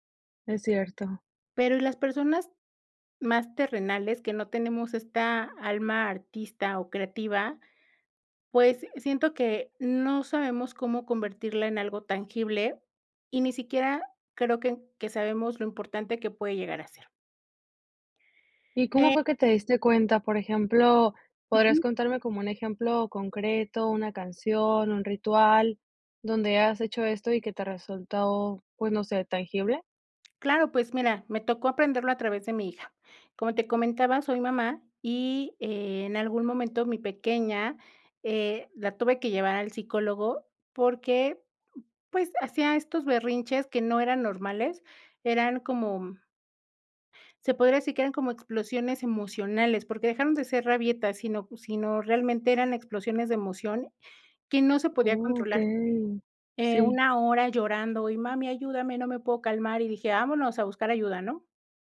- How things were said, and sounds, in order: other background noise
- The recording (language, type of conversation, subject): Spanish, podcast, ¿Cómo conviertes una emoción en algo tangible?